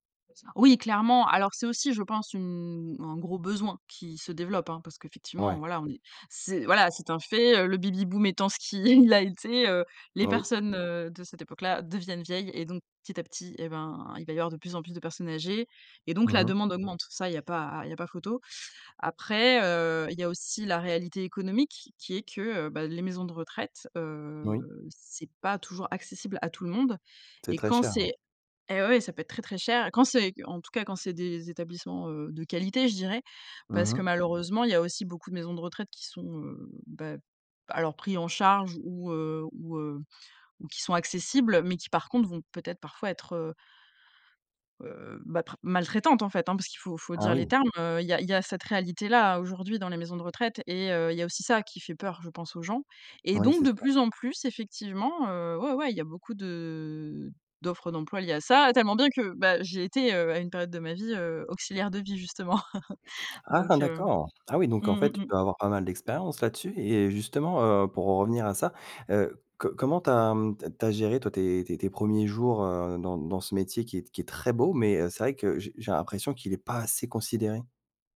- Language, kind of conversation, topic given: French, podcast, Comment est-ce qu’on aide un parent qui vieillit, selon toi ?
- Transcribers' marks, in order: tapping; chuckle; stressed: "très"; stressed: "pas"